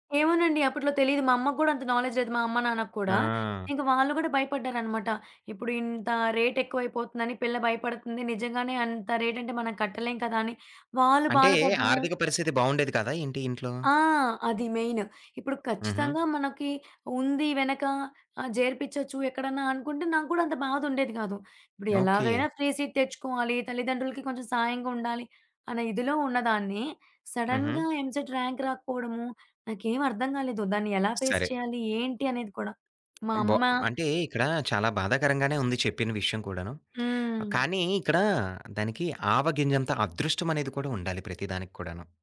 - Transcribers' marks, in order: in English: "నాలెడ్జ్"; in English: "రేట్"; in English: "రేట్"; in English: "మెయిన్"; in English: "ఫ్రీ సీట్"; in English: "సడన్‌గా ఎంసెట్ ర్యాంక్"; other background noise; in English: "ఫేస్"; tapping
- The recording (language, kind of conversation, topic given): Telugu, podcast, బర్నౌట్ వచ్చినప్పుడు మీరు ఏమి చేశారు?